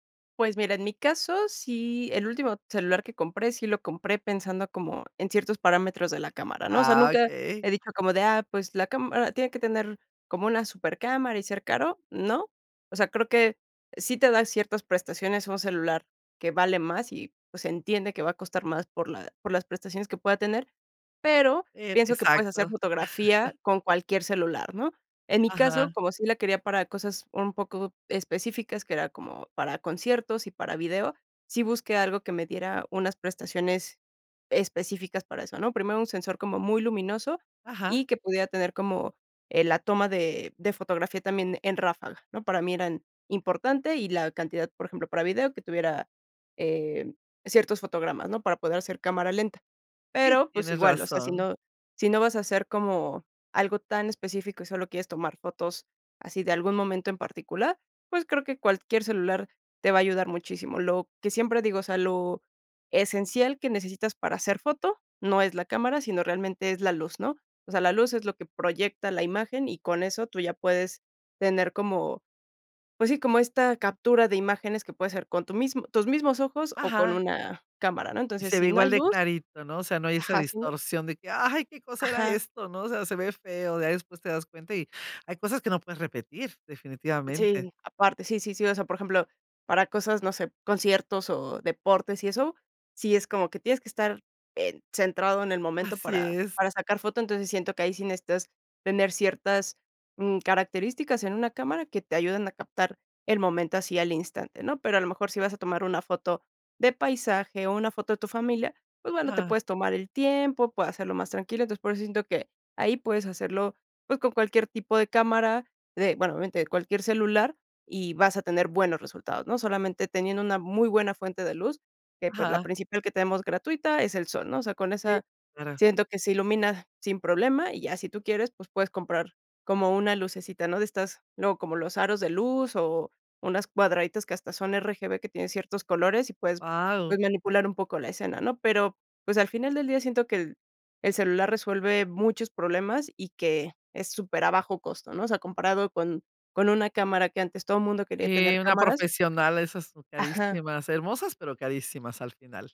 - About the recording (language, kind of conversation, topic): Spanish, podcast, ¿Cómo te animarías a aprender fotografía con tu celular?
- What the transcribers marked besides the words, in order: chuckle